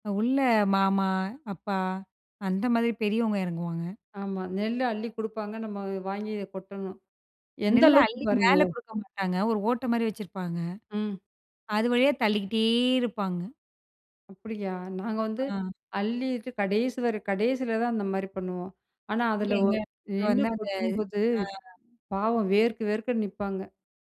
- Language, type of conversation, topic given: Tamil, podcast, பூர்வீக இடத்துக்குச் சென்றபோது உங்களுக்குள் எழுந்த உண்மை உணர்வுகள் எவை?
- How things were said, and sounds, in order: other background noise; drawn out: "தள்ளிக்கிட்டே"; other noise; unintelligible speech